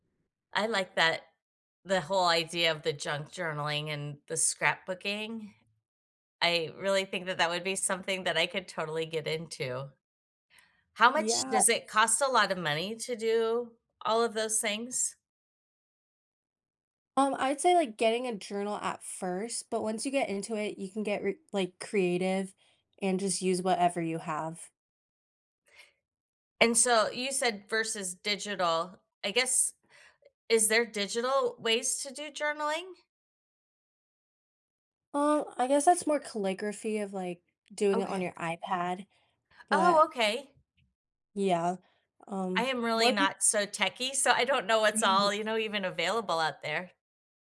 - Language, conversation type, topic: English, unstructured, What hobby do you enjoy the most, and why?
- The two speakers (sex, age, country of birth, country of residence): female, 20-24, United States, United States; female, 50-54, United States, United States
- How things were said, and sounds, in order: other background noise; tapping; chuckle